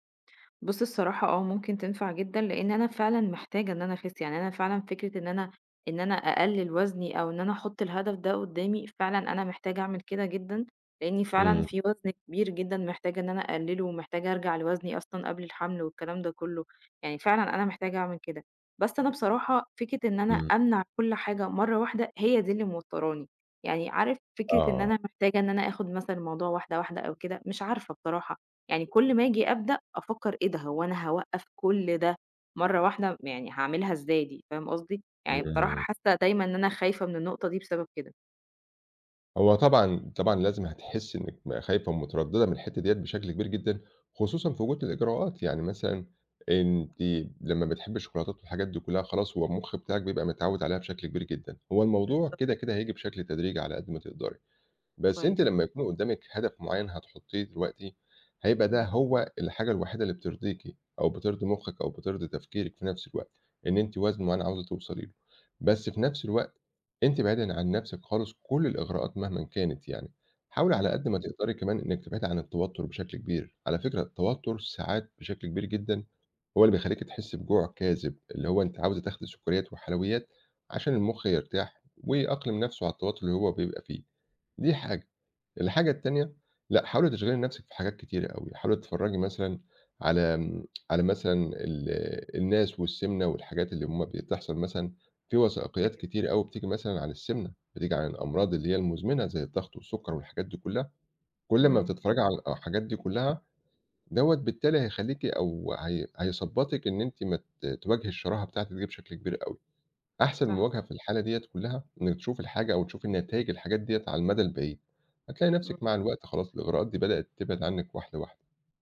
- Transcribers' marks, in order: none
- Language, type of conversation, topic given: Arabic, advice, إزاي أقدر أتعامل مع الشراهة بالليل وإغراء الحلويات؟